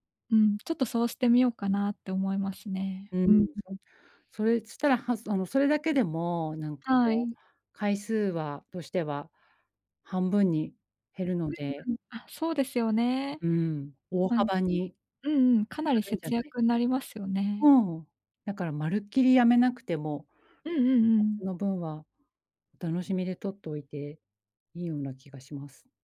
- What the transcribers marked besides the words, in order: unintelligible speech
- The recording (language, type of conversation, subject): Japanese, advice, 忙しくてついジャンクフードを食べてしまう